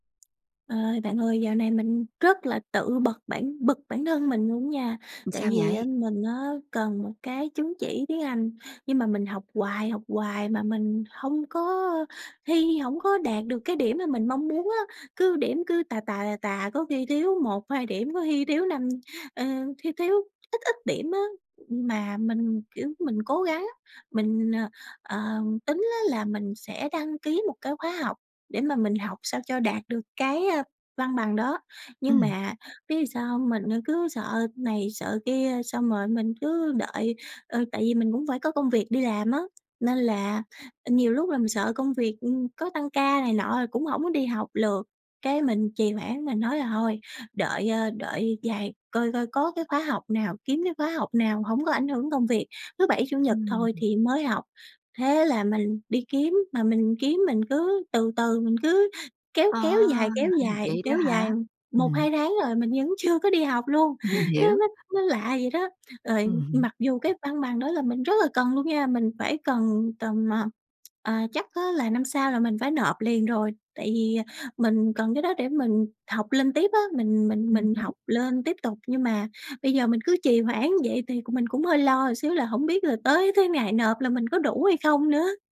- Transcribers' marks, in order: tapping
- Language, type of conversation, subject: Vietnamese, advice, Vì sao bạn liên tục trì hoãn khiến mục tiêu không tiến triển, và bạn có thể làm gì để thay đổi?